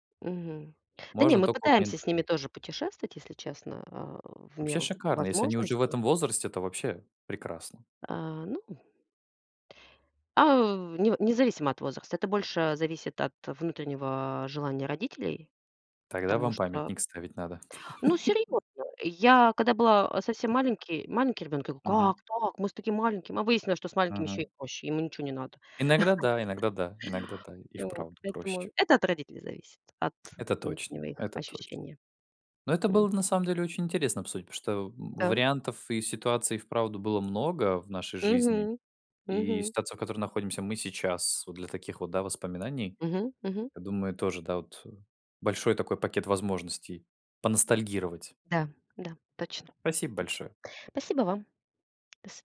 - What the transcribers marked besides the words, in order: tapping; laugh; other background noise; laugh
- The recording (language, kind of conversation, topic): Russian, unstructured, Какое событие из прошлого вы бы хотели пережить снова?